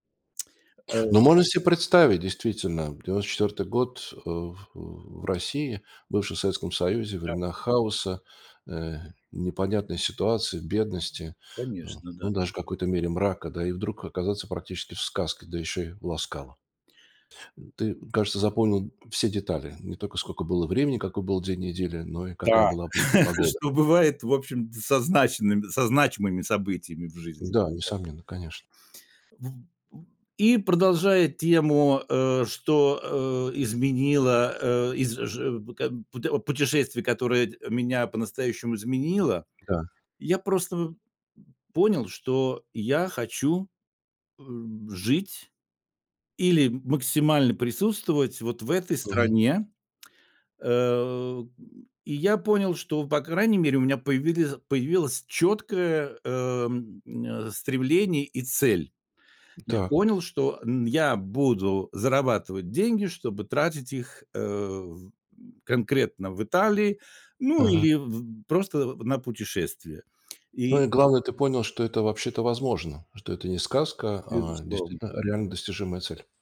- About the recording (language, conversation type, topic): Russian, podcast, О каком путешествии, которое по‑настоящему изменило тебя, ты мог(ла) бы рассказать?
- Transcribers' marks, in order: laugh